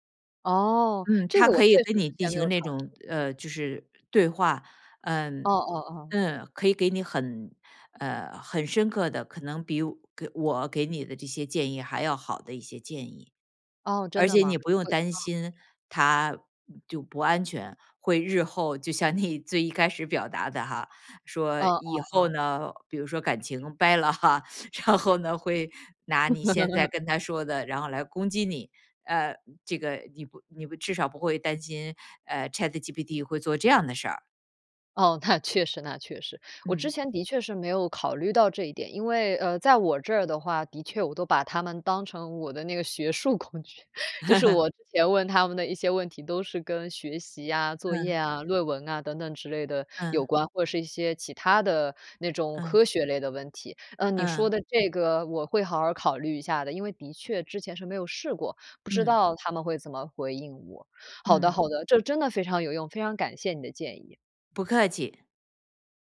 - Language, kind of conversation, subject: Chinese, advice, 我因为害怕被评判而不敢表达悲伤或焦虑，该怎么办？
- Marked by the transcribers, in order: other background noise; laughing while speaking: "你"; laughing while speaking: "哈，然后呢"; laugh; laughing while speaking: "那"; laughing while speaking: "学术工具"; laugh